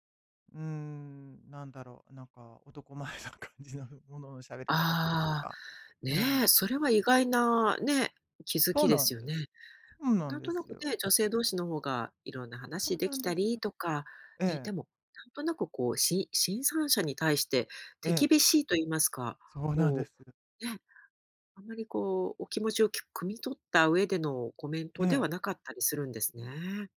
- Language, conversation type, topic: Japanese, advice, 攻撃的な言葉を言われたとき、どうやって自分を守ればいいですか？
- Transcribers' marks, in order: laughing while speaking: "男前な感じの"